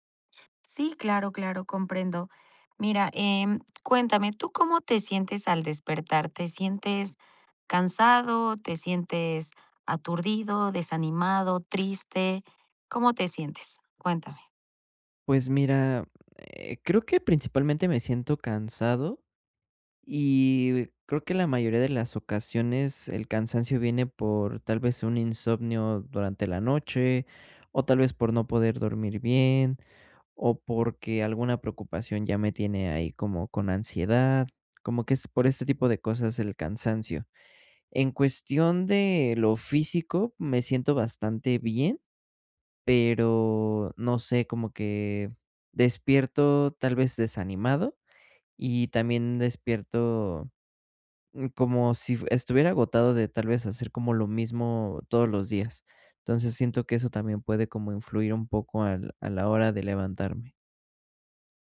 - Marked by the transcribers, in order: none
- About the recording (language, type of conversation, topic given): Spanish, advice, ¿Cómo puedo despertar con más energía por las mañanas?